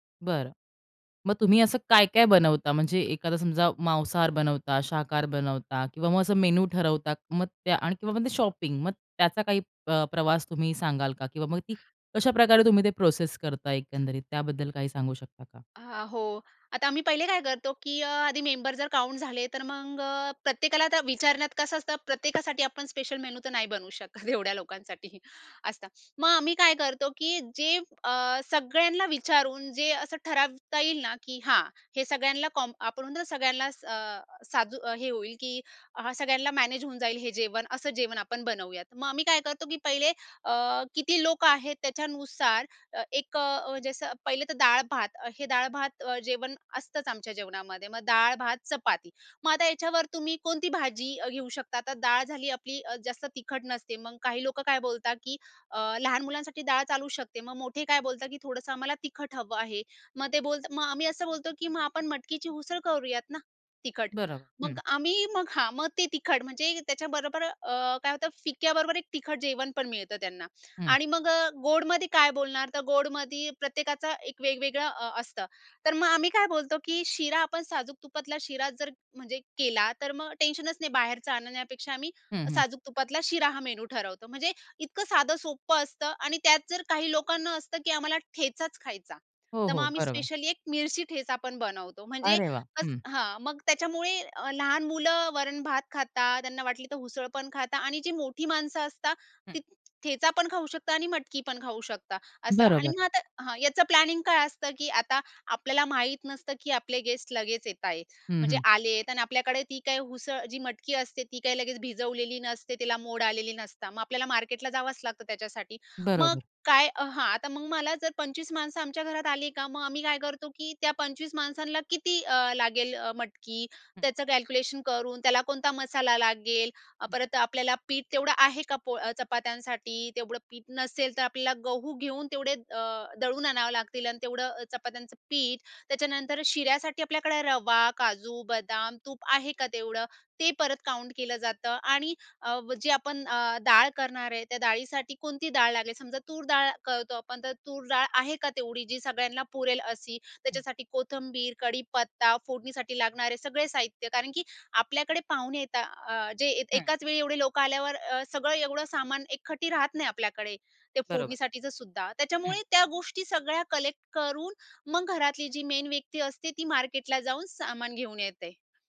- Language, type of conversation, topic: Marathi, podcast, एकाच वेळी अनेक लोकांसाठी स्वयंपाक कसा सांभाळता?
- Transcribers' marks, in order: in English: "शॉपिंग"; other background noise; in English: "काउंट"; tapping; laughing while speaking: "एवढ्या लोकांसाठी"; alarm; stressed: "तिखट"; in English: "स्पेशली"; in English: "प्लॅनिंग"; stressed: "मटकी"; in English: "कॅल्क्युलेशन"; in English: "काउंट"; "एकगठ्ठी" said as "एखटी"; in English: "कलेक्ट"; in English: "मेन"